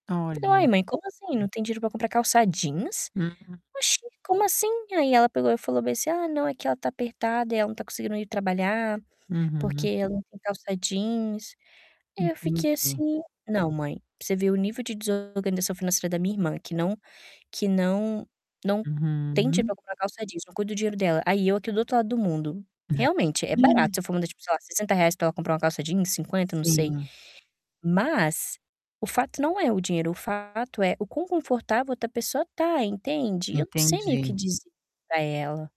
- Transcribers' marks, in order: distorted speech; tapping
- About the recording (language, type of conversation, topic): Portuguese, advice, Como posso dizer não sem me sentir culpado quando amigos ou familiares pedem favores?